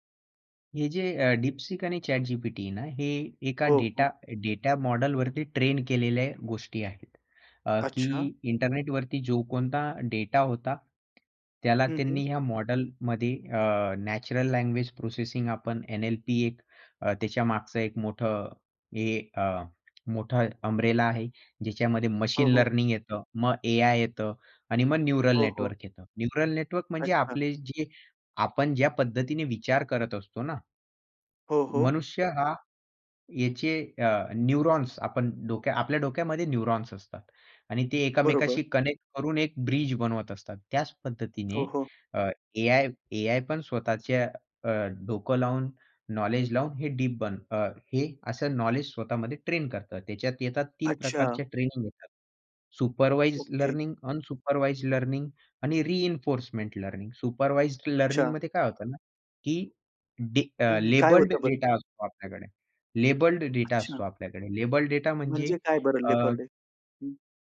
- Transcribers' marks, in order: tapping; in English: "नॅचरल लँग्वेज प्रोसेसिंग"; in English: "न्यूरल नेटवर्क"; in English: "न्यूरल नेटवर्क"; other noise; in English: "न्यूरॉन्स"; in English: "न्यूरॉन्स"; in English: "कनेक्ट"; in English: "सुपरवाइज्ड लर्निंग, अनसुपरवाइज्ड लर्निंग"; in English: "रिइन्फोर्समेंट लर्निंग. सुपरवाइज्ड लर्निंगमध्ये"; in English: "लेबल्ड डेटा"; in English: "लेबल्ड डेटा"; in English: "लेबल्ड डेटा"; in English: "लेबल्ड डे?"
- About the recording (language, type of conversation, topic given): Marathi, podcast, शैक्षणिक माहितीचा सारांश तुम्ही कशा पद्धतीने काढता?